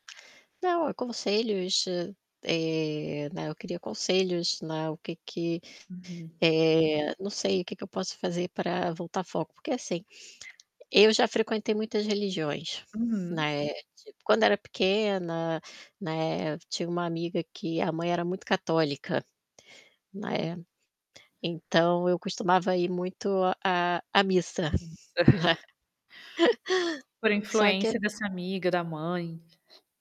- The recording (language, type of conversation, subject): Portuguese, advice, Como você descreveria sua crise espiritual e as dúvidas sobre suas crenças pessoais?
- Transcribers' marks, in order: static; tapping; distorted speech; laugh